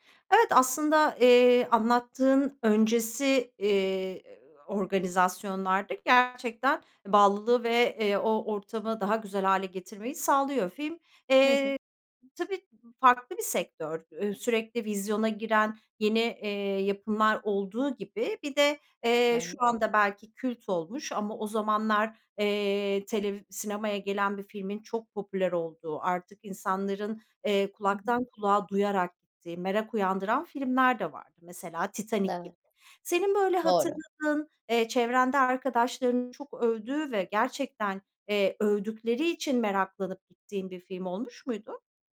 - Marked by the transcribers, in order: other background noise
- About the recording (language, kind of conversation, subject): Turkish, podcast, Unutamadığın en etkileyici sinema deneyimini anlatır mısın?